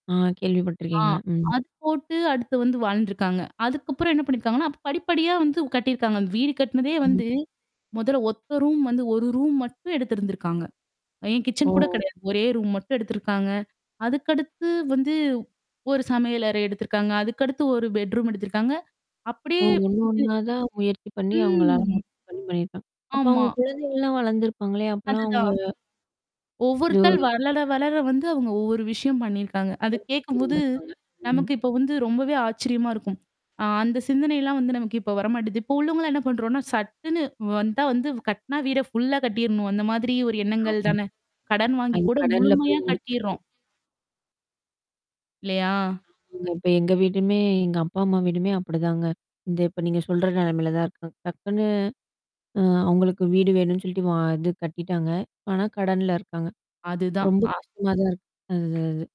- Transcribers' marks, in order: static; mechanical hum; other background noise; tapping; other noise; distorted speech; unintelligible speech; drawn out: "ம்"; "ஒவ்வொருத்தர்" said as "ஒவ்வொருத்தள்"; unintelligible speech
- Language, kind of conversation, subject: Tamil, podcast, வீட்டுக்குள் சொல்லப்படும் கதைகள் உங்கள் அடையாளத்தை எப்படி உருவாக்குகிறது?